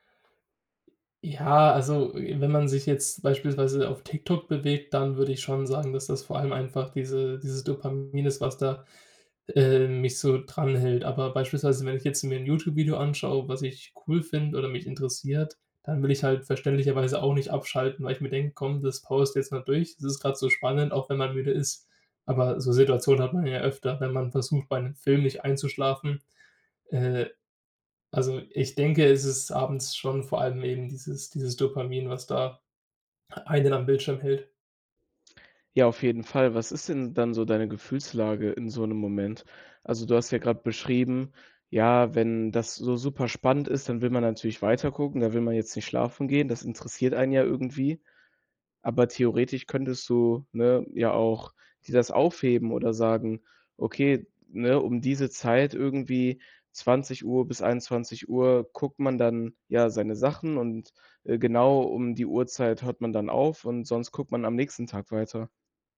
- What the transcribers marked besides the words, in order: none
- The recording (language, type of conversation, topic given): German, podcast, Beeinflusst dein Smartphone deinen Schlafrhythmus?